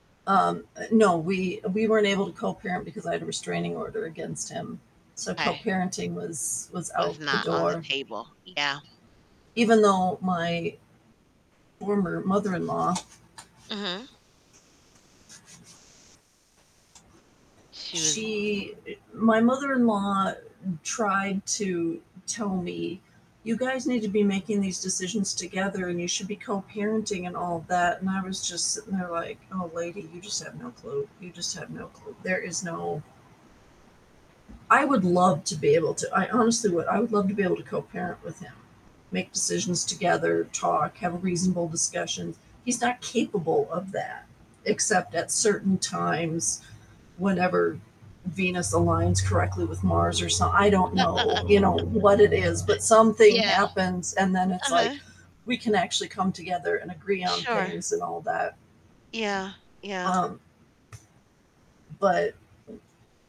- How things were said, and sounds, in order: static; other background noise; tapping; other street noise; laugh
- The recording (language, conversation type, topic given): English, advice, How can I rebuild trust in my romantic partner after it's been broken?
- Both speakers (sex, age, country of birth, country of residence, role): female, 45-49, United States, United States, advisor; female, 50-54, United States, United States, user